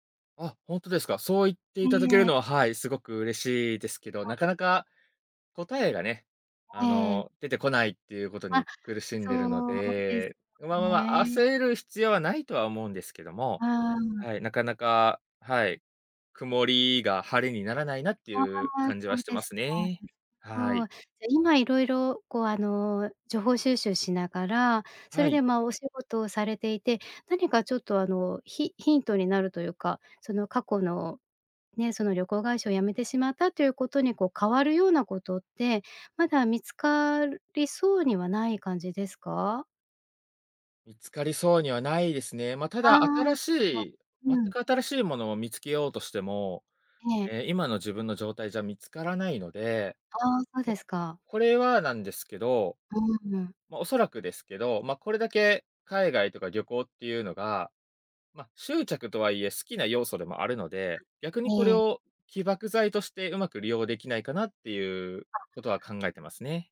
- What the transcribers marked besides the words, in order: "見つかる" said as "見つかるり"; tapping
- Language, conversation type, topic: Japanese, advice, 自分を責めてしまい前に進めないとき、どうすればよいですか？